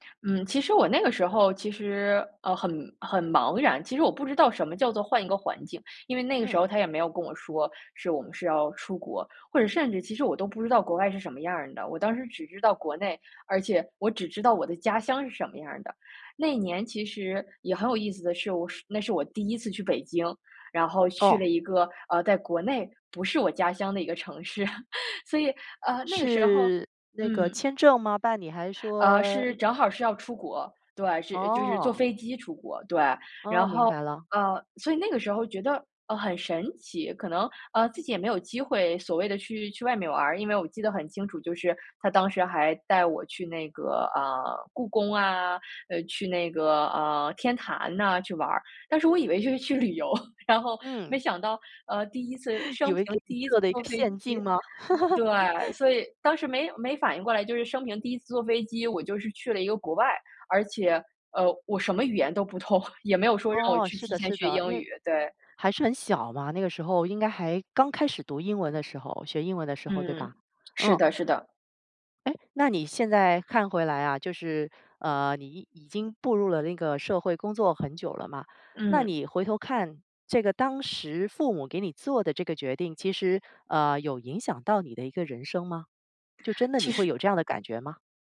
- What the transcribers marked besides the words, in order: laugh; other background noise; laughing while speaking: "旅游，然后"; laughing while speaking: "以为给你做了一个陷净 吗？"; "陷阱" said as "陷净"; laugh; chuckle
- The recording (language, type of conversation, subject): Chinese, podcast, 你家里人对你的学历期望有多高？